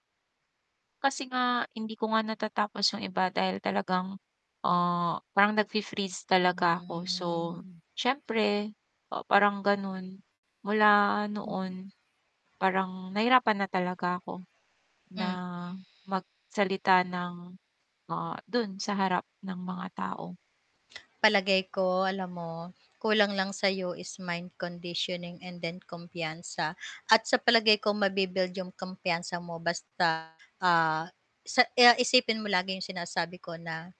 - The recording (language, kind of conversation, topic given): Filipino, advice, Paano ako magiging mas epektibo kapag nagsasalita sa harap ng maraming tao?
- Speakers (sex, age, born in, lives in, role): female, 40-44, Philippines, Philippines, user; female, 55-59, Philippines, Philippines, advisor
- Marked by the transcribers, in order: static; drawn out: "Hmm"; mechanical hum; tapping; in English: "is mind conditioning and then"; distorted speech